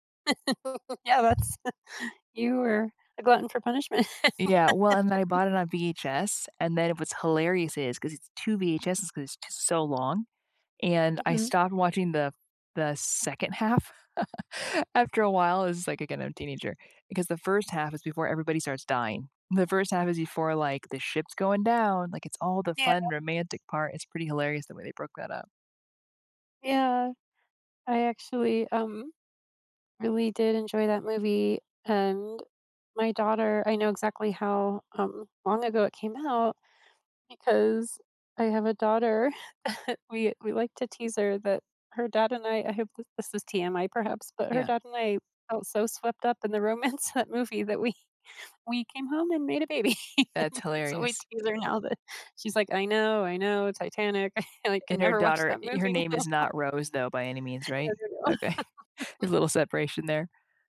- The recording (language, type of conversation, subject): English, unstructured, Have you ever cried while reading a book or watching a movie, and why?
- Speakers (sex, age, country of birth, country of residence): female, 40-44, United States, United States; female, 55-59, United States, United States
- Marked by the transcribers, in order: laugh; laughing while speaking: "Yeah that's"; other background noise; laugh; laughing while speaking: "punishment"; laugh; laugh; chuckle; laughing while speaking: "romance"; laughing while speaking: "we"; laughing while speaking: "baby, so we tease her now that"; laugh; chuckle; laughing while speaking: "now"; laugh